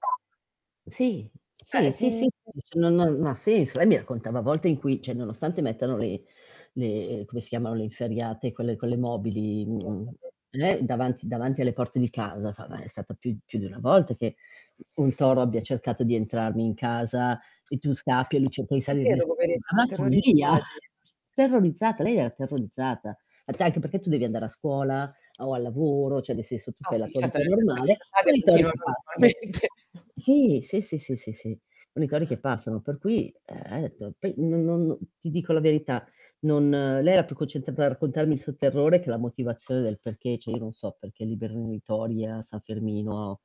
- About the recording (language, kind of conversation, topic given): Italian, unstructured, Cosa pensi delle pratiche culturali che coinvolgono animali?
- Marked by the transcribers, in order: static; background speech; unintelligible speech; tapping; unintelligible speech; "cioè" said as "ceh"; unintelligible speech; other background noise; distorted speech; unintelligible speech; chuckle; "Ha detto" said as "ha to"; "cioè" said as "ceh"; unintelligible speech; chuckle; unintelligible speech; "cioè" said as "ceh"